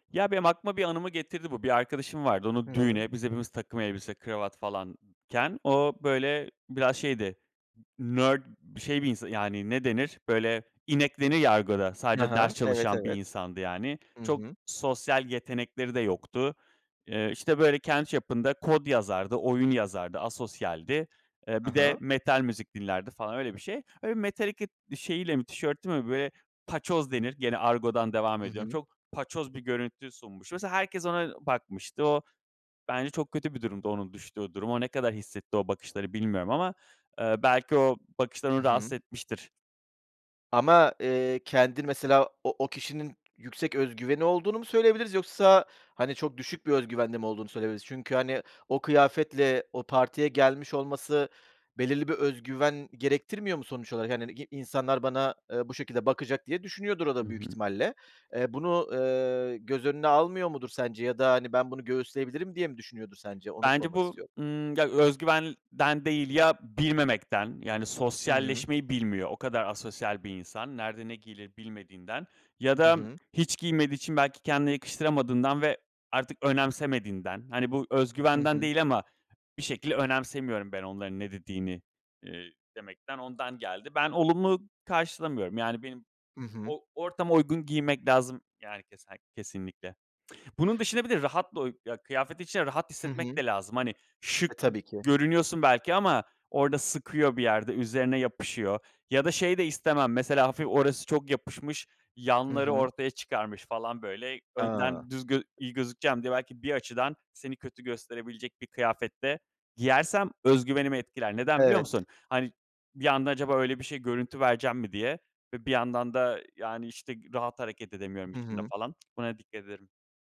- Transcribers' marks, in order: in English: "nerd"; other background noise; tapping; unintelligible speech
- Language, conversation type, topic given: Turkish, podcast, Kıyafetler özgüvenini nasıl etkiler sence?